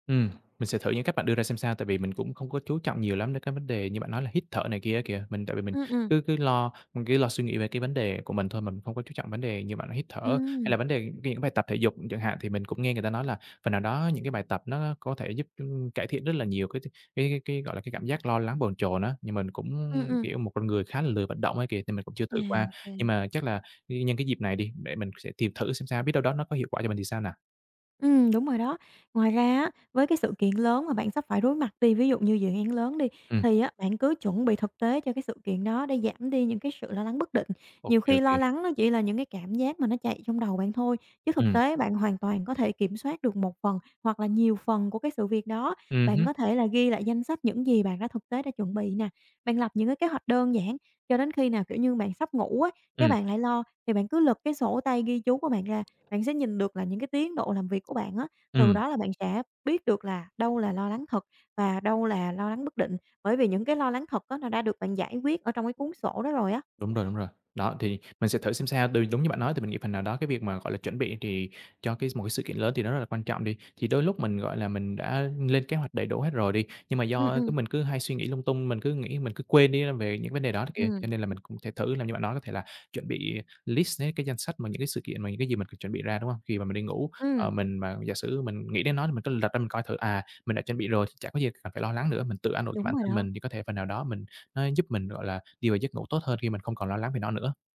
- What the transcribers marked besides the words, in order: other background noise; tapping
- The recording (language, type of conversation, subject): Vietnamese, advice, Làm thế nào để đối phó với việc thức trắng vì lo lắng trước một sự kiện quan trọng?